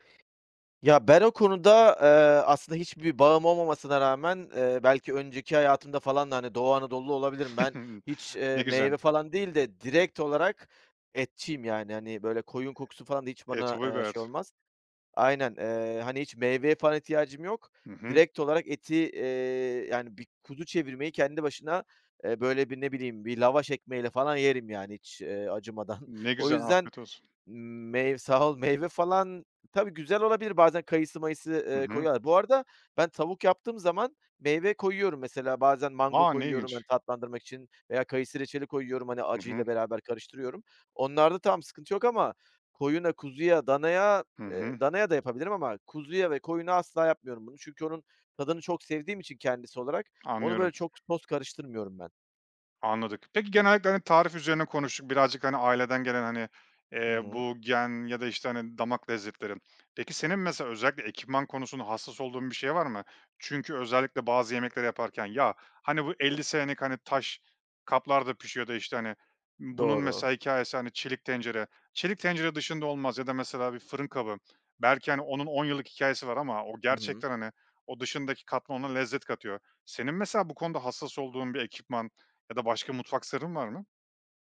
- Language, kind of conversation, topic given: Turkish, podcast, Ailenin aktardığı bir yemek tarifi var mı?
- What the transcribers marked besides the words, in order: chuckle; other background noise; chuckle; tapping